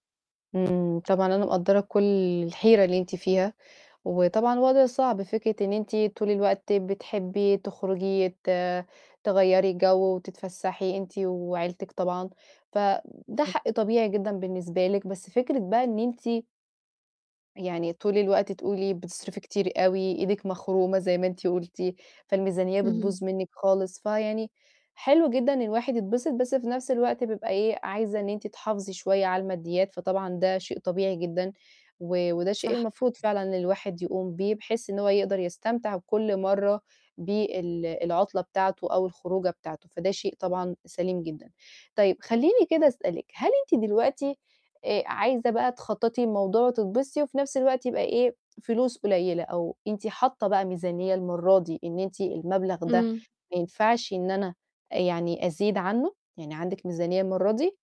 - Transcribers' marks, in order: static
- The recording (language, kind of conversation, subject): Arabic, advice, إزاي أخطط لإجازة ممتعة بميزانية محدودة من غير ما أصرف كتير؟